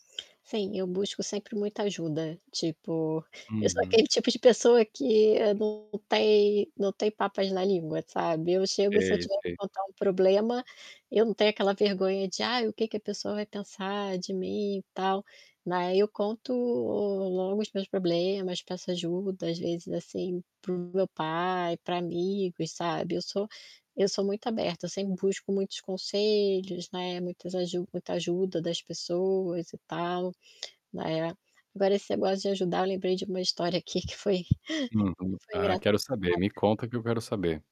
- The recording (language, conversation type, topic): Portuguese, podcast, Você pode contar sobre um pequeno gesto que teve um grande impacto?
- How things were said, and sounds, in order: static; distorted speech; tapping; laughing while speaking: "aqui que foi"; other background noise; chuckle